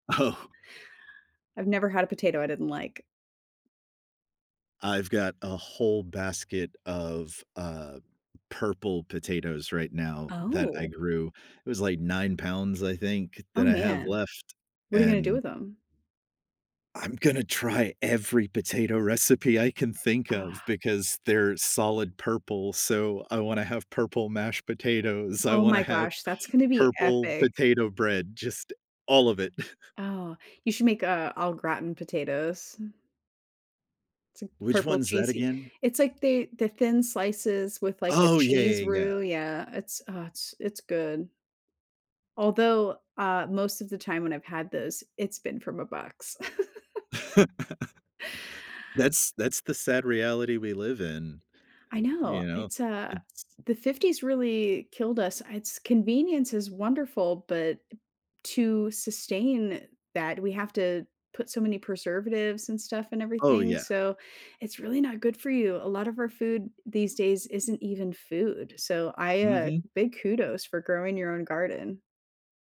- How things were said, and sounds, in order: laughing while speaking: "Oh"; tapping; laughing while speaking: "try"; groan; chuckle; giggle; laugh
- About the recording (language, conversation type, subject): English, unstructured, How can I make a meal feel more comforting?